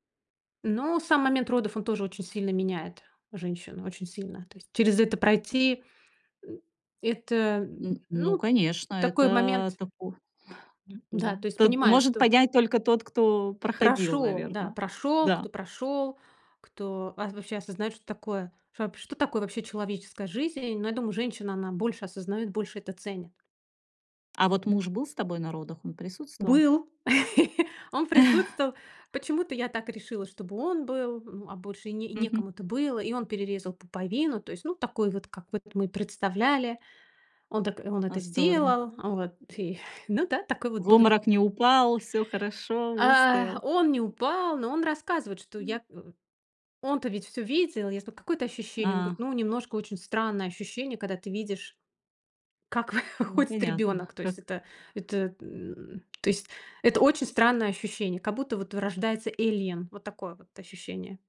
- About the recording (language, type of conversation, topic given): Russian, podcast, В какой момент в твоей жизни произошли сильные перемены?
- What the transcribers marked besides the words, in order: other background noise; laugh; chuckle; chuckle; laughing while speaking: "выходит ребенок"; in English: "alien"